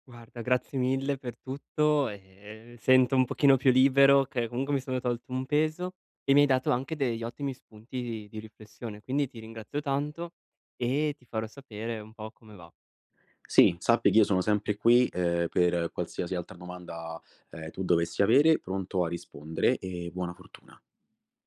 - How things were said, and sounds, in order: tapping
- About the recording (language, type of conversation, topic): Italian, advice, Come posso mantenere un ritmo produttivo e restare motivato?